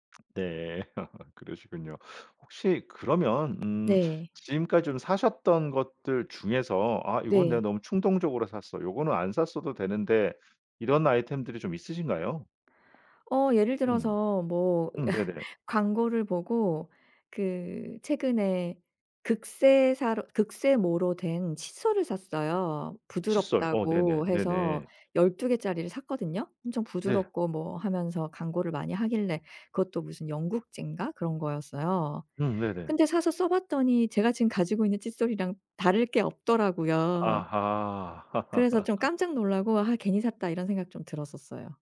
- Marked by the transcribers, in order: tapping; laugh; other background noise; laugh; laugh
- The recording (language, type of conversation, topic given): Korean, advice, 계획 없이 충동적으로 돈을 쓰는 소비 습관을 어떻게 고칠 수 있을까요?